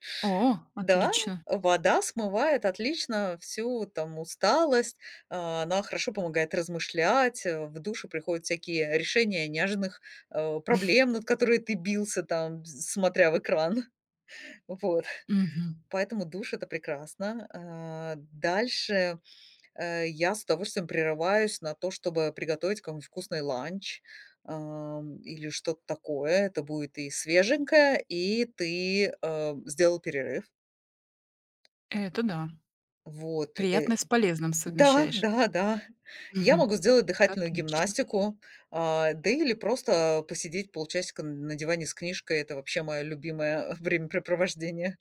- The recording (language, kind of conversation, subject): Russian, podcast, Что для тебя значит цифровой детокс и как ты его проводишь?
- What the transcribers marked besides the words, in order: chuckle; chuckle; tapping; chuckle